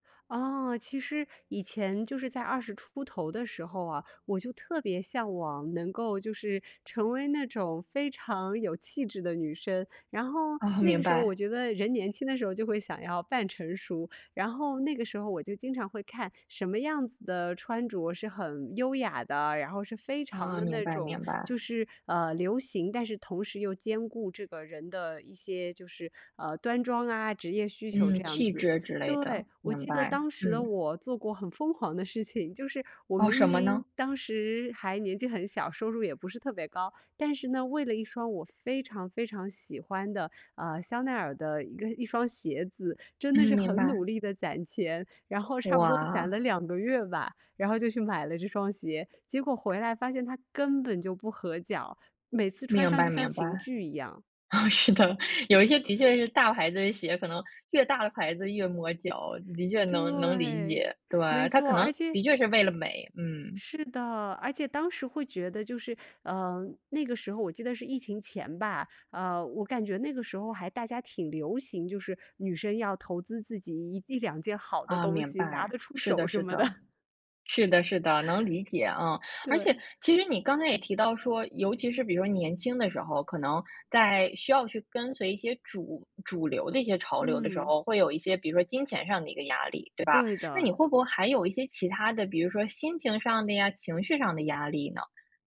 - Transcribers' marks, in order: tapping; laughing while speaking: "哦，是的"; other background noise; laughing while speaking: "的"; laughing while speaking: "对"
- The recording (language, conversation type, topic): Chinese, podcast, 如何在追随潮流的同时保持真实的自己？